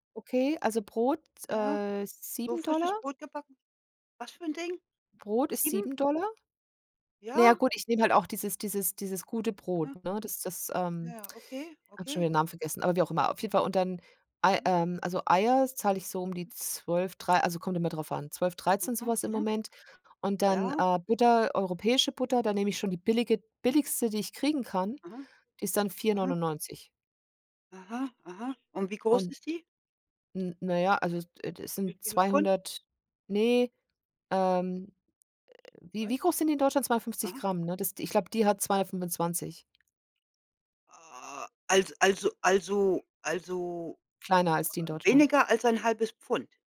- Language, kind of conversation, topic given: German, unstructured, Wie denkst du über die aktuelle Inflation in Deutschland?
- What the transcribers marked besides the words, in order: unintelligible speech; other background noise; drawn out: "A"